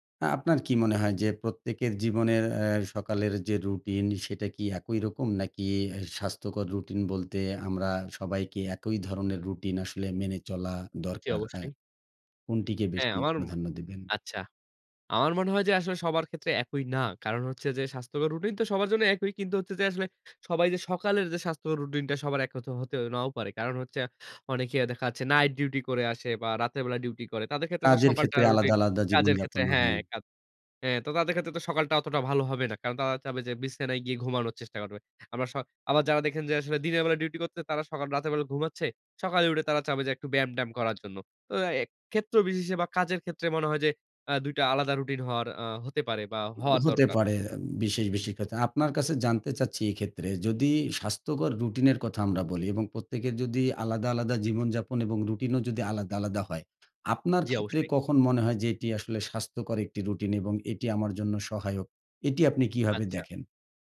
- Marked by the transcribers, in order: none
- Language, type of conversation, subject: Bengali, podcast, তুমি কীভাবে একটি স্বাস্থ্যকর সকালের রুটিন তৈরি করো?